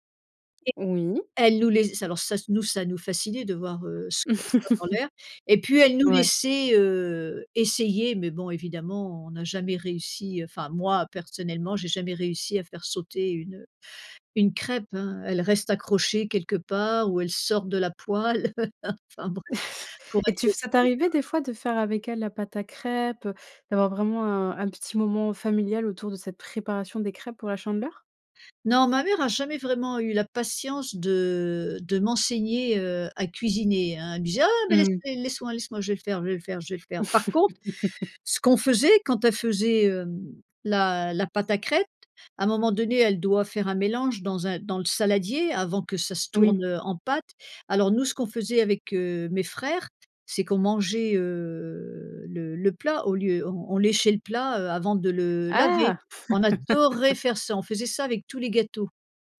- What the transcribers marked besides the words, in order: tapping; chuckle; unintelligible speech; chuckle; laugh; unintelligible speech; chuckle; drawn out: "heu"; other background noise; laugh
- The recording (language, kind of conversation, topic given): French, podcast, Que t’évoque la cuisine de chez toi ?